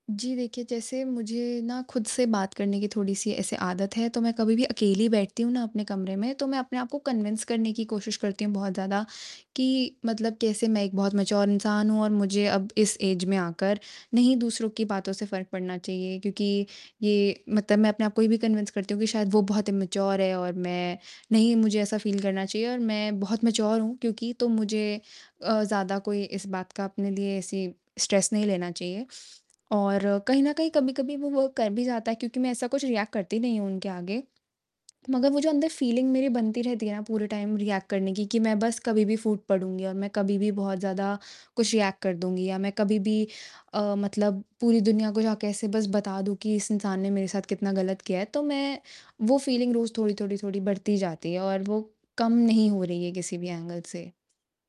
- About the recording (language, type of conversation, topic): Hindi, advice, आपको बदला लेने की इच्छा कब और क्यों होती है, और आप उसे नियंत्रित करने की कोशिश कैसे करते हैं?
- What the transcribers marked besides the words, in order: distorted speech; in English: "कन्विन्स"; in English: "मैच्योर"; in English: "ऐज"; in English: "कन्विन्स"; in English: "इम्मूचियोर"; in English: "फ़ील"; in English: "मैच्योर"; in English: "स्ट्रेस"; in English: "वर्क"; in English: "रिएक्ट"; in English: "फ़ीलिंग"; in English: "टाइम रिएक्ट"; in English: "रिएक्ट"; in English: "फ़ीलिंग"; in English: "एंगल"